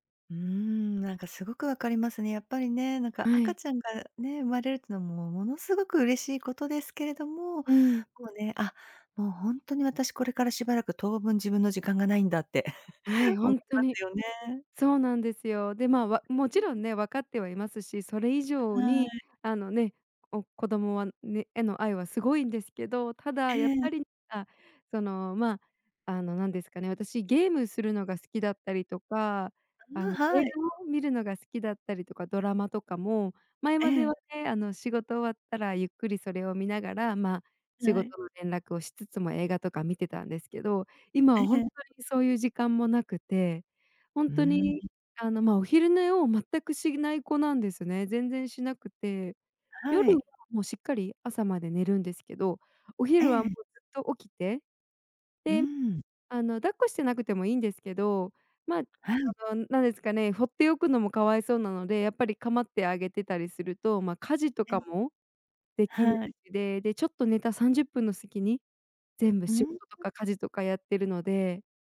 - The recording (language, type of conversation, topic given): Japanese, advice, 家事や育児で自分の時間が持てないことについて、どのように感じていますか？
- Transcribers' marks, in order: chuckle